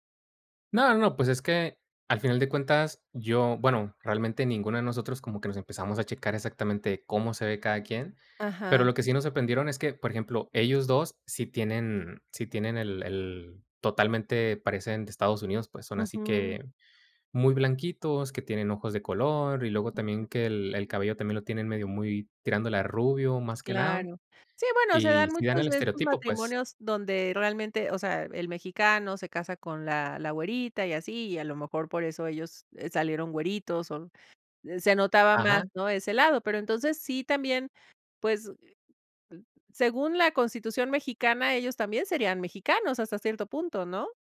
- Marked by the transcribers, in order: other background noise
- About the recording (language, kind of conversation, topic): Spanish, podcast, ¿Has hecho amigos inolvidables mientras viajabas?